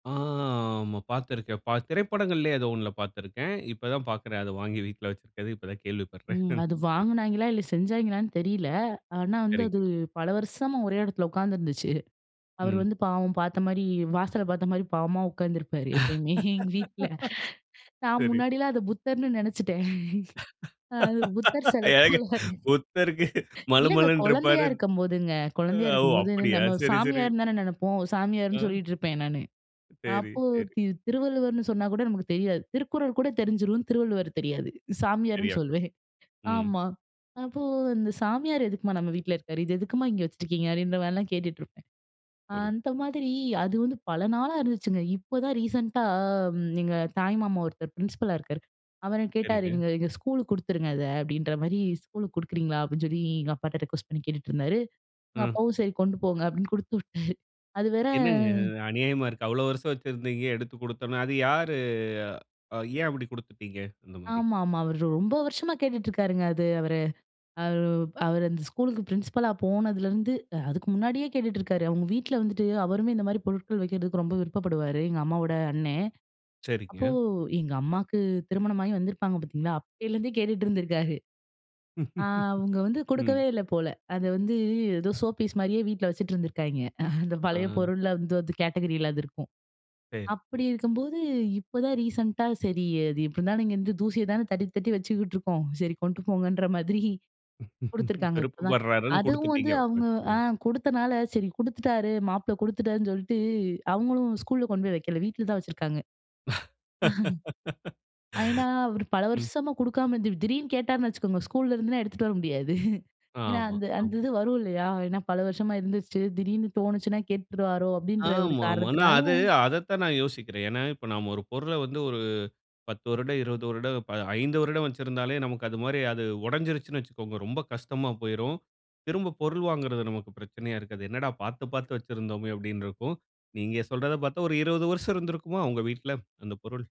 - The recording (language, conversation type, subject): Tamil, podcast, பழைய நினைவுப்பொருட்கள் வீட்டின் சூழலை எப்படி மாற்றும்?
- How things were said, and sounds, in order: drawn out: "ஆ"; chuckle; laugh; other background noise; laughing while speaking: "அத புத்தர்ன்னு நினச்சுட்டேன். அது புத்தர் சில போல"; laugh; chuckle; in English: "கேட்டகரியில"; laugh; unintelligible speech; other noise; laugh; chuckle